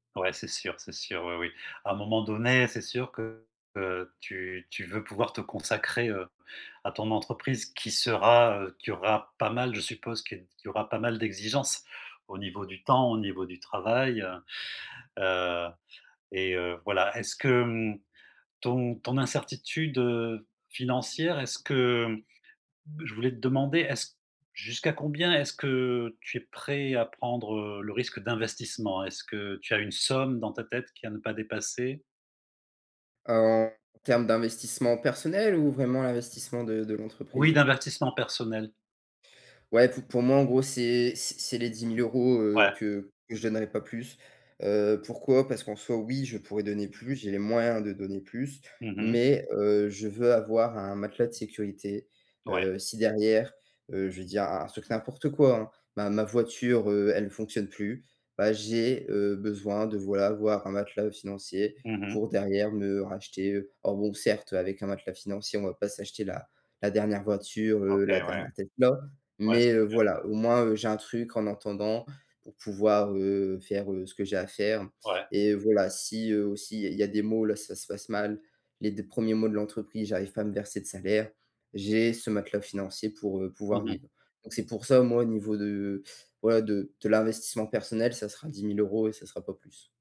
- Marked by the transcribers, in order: "d'invertissement" said as "investissement"; stressed: "oui"; stressed: "moyens"
- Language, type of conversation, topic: French, advice, Comment gérer mes doutes face à l’incertitude financière avant de lancer ma startup ?